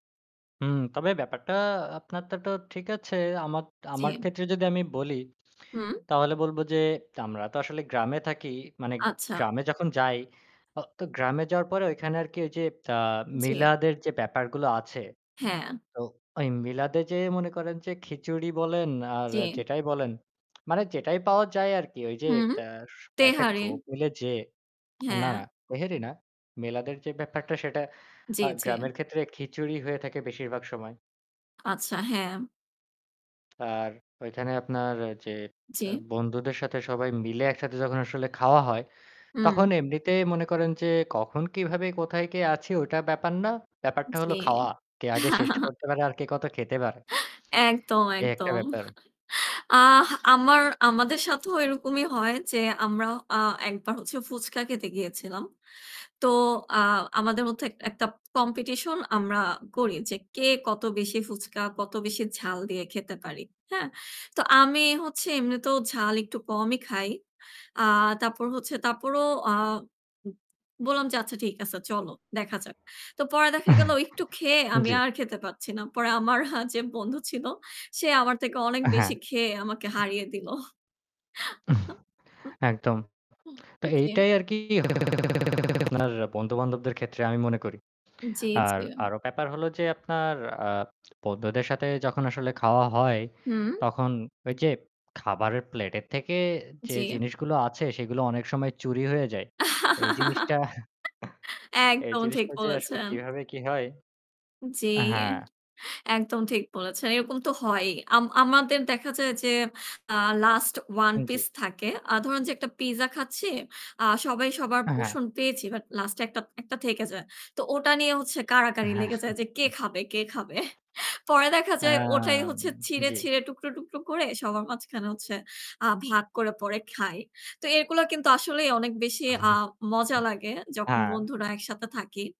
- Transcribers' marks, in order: tapping; static; "তেহারি" said as "তেহেরি"; other background noise; chuckle; chuckle; in English: "পমপিটিসন"; "competition" said as "পমপিটিসন"; distorted speech; chuckle; lip smack; laugh; chuckle; chuckle; horn; chuckle
- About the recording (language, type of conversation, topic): Bengali, unstructured, বন্ধুদের সঙ্গে খাওয়ার সময় কোন খাবার খেতে সবচেয়ে বেশি মজা লাগে?